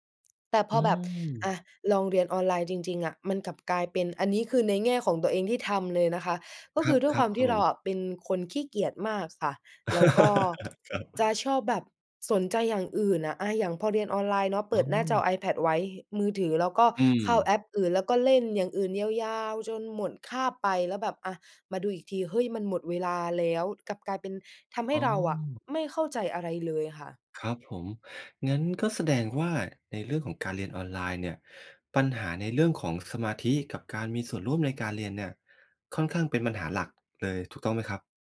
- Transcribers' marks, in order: laugh; laughing while speaking: "ครับ"
- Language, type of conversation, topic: Thai, podcast, เรียนออนไลน์กับเรียนในห้องเรียนต่างกันอย่างไรสำหรับคุณ?
- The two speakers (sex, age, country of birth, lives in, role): female, 20-24, Thailand, Thailand, guest; male, 45-49, Thailand, Thailand, host